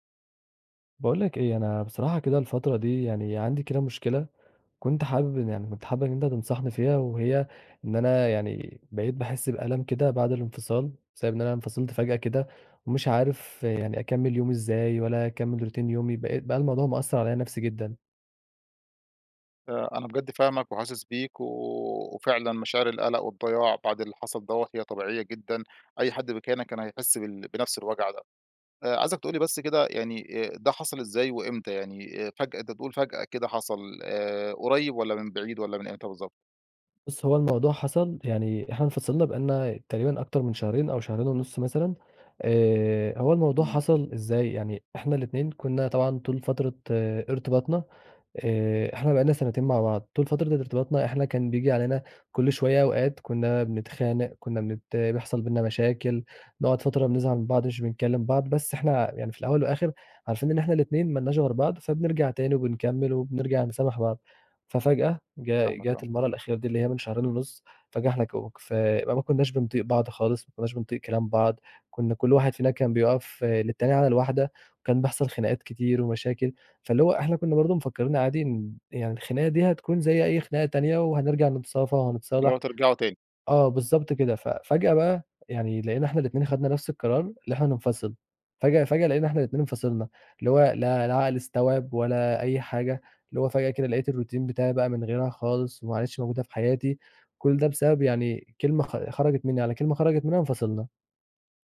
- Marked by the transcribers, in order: in English: "روتين"; other background noise; tapping; in English: "الروتين"
- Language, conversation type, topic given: Arabic, advice, إزاي أقدر أتعامل مع ألم الانفصال المفاجئ وأعرف أكمّل حياتي؟